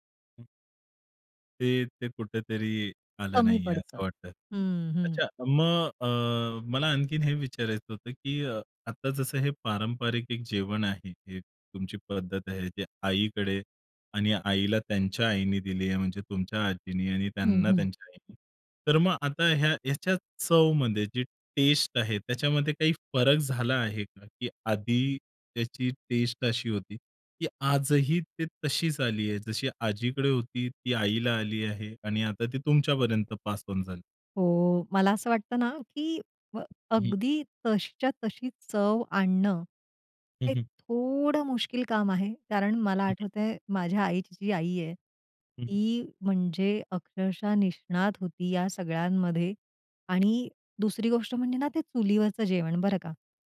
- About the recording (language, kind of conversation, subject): Marathi, podcast, तुमच्या घरच्या खास पारंपरिक जेवणाबद्दल तुम्हाला काय आठवतं?
- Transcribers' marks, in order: other noise; other background noise; tapping